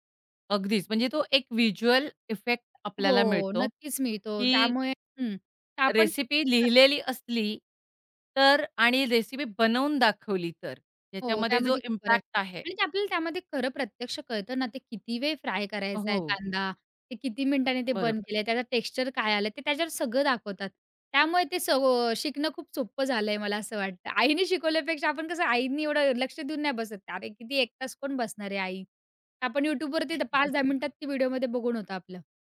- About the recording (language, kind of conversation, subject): Marathi, podcast, इंटरनेटमुळे तुमच्या शिकण्याच्या पद्धतीत काही बदल झाला आहे का?
- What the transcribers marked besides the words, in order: other background noise; chuckle